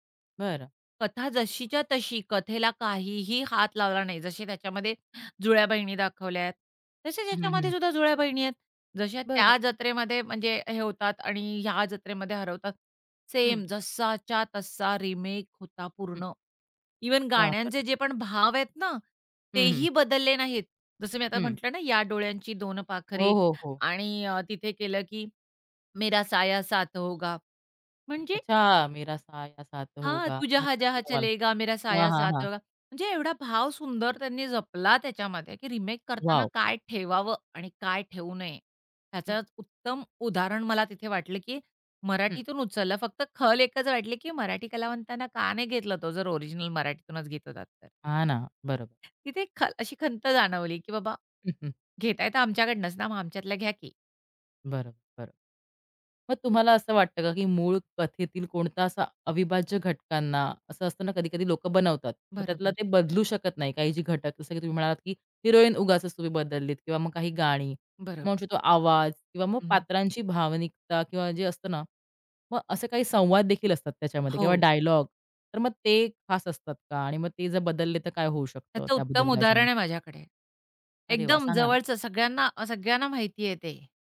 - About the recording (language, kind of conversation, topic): Marathi, podcast, रिमेक करताना मूळ कथेचा गाभा कसा जपावा?
- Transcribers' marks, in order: tapping; other background noise; unintelligible speech; in Hindi: "मेरा साया साथ होगा"; in Hindi: "तू जहां जहां चलेगा, मेरा साया साथ होगा"; unintelligible speech; chuckle